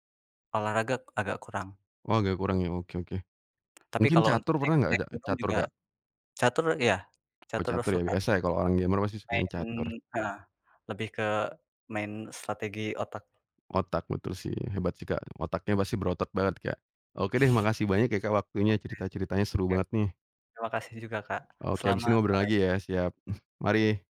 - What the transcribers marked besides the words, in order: other background noise; in English: "gamer"; tapping
- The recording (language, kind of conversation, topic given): Indonesian, unstructured, Apa momen paling membahagiakan saat kamu melakukan hobi?